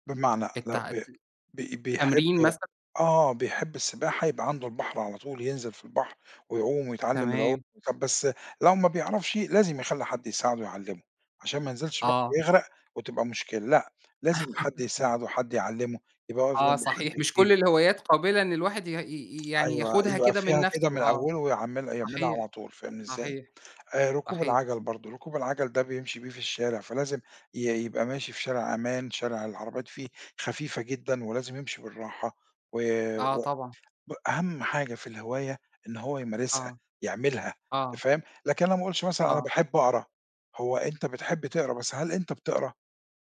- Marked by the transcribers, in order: other background noise; laugh
- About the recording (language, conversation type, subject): Arabic, podcast, احكيلي عن هوايتك المفضلة؟